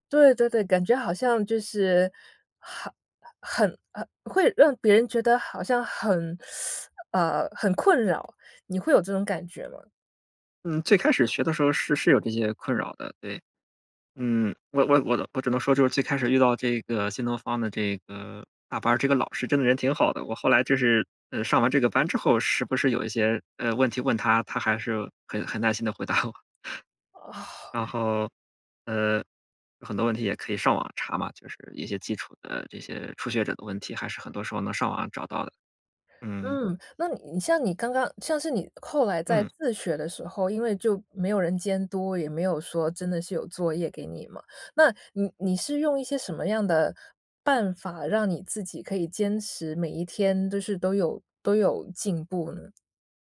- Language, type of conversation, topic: Chinese, podcast, 你能跟我们讲讲你的学习之路吗？
- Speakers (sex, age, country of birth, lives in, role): female, 35-39, China, United States, host; male, 35-39, China, Germany, guest
- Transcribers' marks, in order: teeth sucking; laughing while speaking: "回答我"